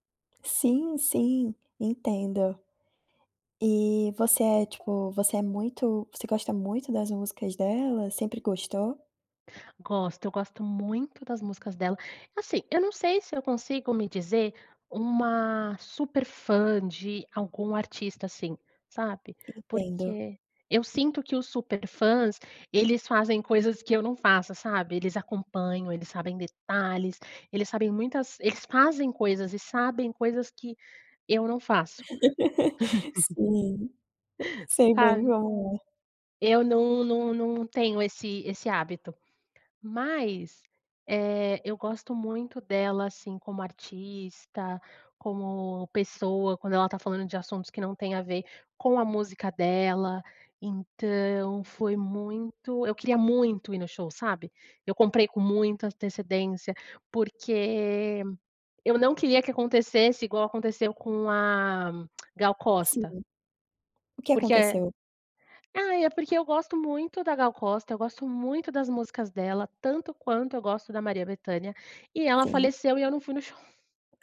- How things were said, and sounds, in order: laugh; chuckle; tongue click
- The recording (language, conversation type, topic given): Portuguese, podcast, Qual foi o show ao vivo que mais te marcou?